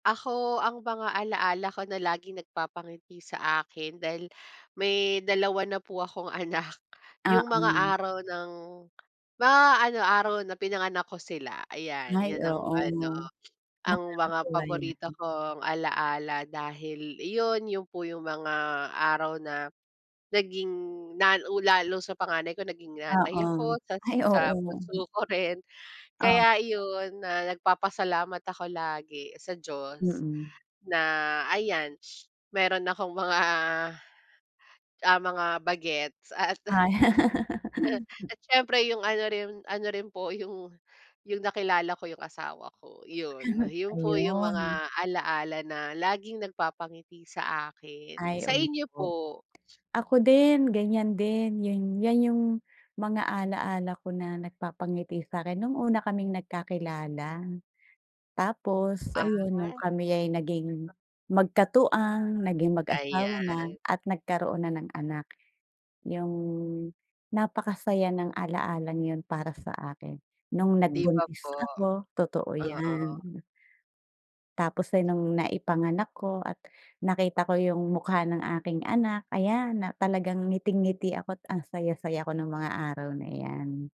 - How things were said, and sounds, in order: sniff; chuckle; laugh; chuckle; tapping
- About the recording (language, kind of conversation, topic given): Filipino, unstructured, Ano ang pinakamaagang alaala mo na palagi kang napapangiti?